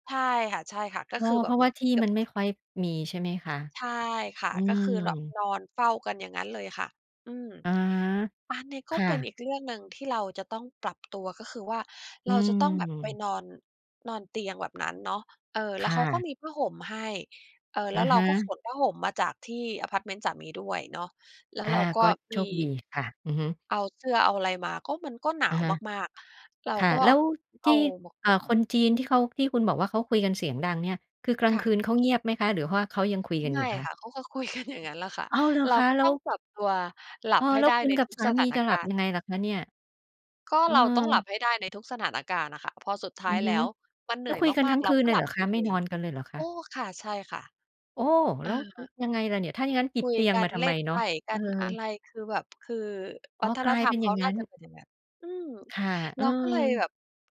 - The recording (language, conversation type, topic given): Thai, podcast, คุณช่วยเล่าเหตุการณ์ที่คุณต้องปรับตัวอย่างรวดเร็วมากให้ฟังหน่อยได้ไหม?
- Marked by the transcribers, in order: tapping; laughing while speaking: "กัน"